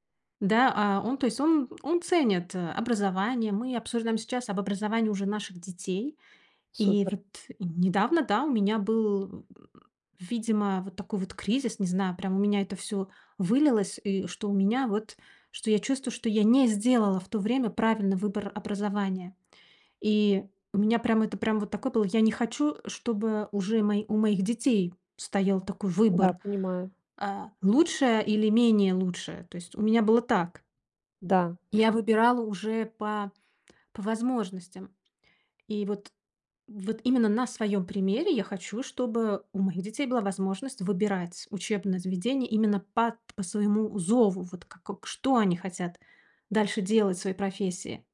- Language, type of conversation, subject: Russian, advice, Как вы переживаете сожаление об упущенных возможностях?
- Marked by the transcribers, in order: tapping